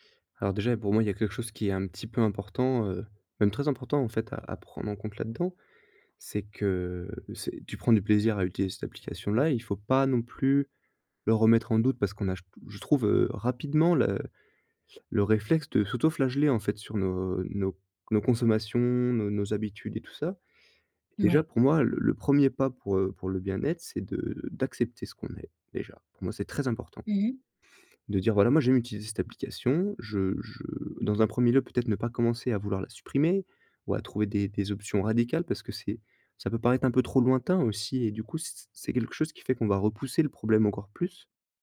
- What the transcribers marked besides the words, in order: stressed: "très"
- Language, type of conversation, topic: French, advice, Pourquoi est-ce que je dors mal après avoir utilisé mon téléphone tard le soir ?